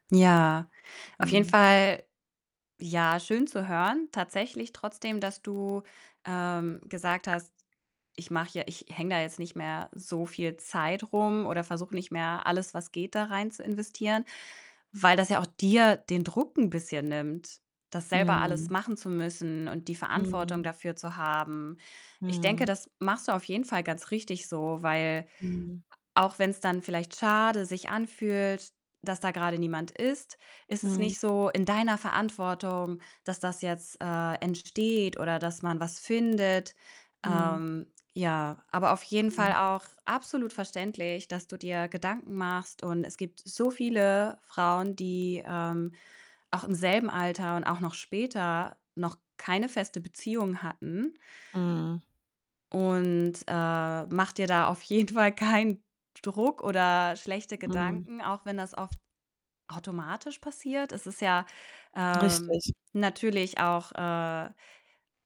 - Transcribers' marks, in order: distorted speech; other background noise; unintelligible speech; laughing while speaking: "auf jeden Fall"
- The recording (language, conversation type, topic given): German, advice, Wie erlebst du deine Angst vor Ablehnung beim Kennenlernen und Dating?